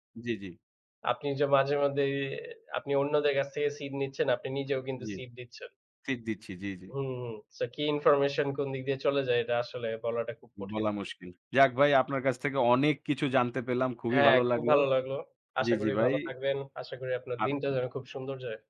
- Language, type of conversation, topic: Bengali, unstructured, অনলাইনে মানুষের ব্যক্তিগত তথ্য বিক্রি করা কি উচিত?
- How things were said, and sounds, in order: in English: "seed"